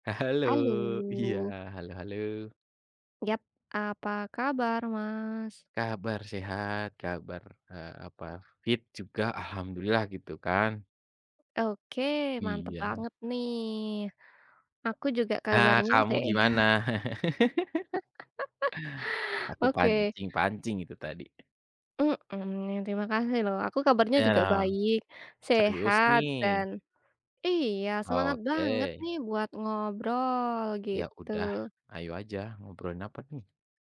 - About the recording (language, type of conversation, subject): Indonesian, unstructured, Bagaimana cara kamu meyakinkan seseorang untuk mengikuti program diet sehat?
- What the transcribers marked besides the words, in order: other background noise; laugh; tapping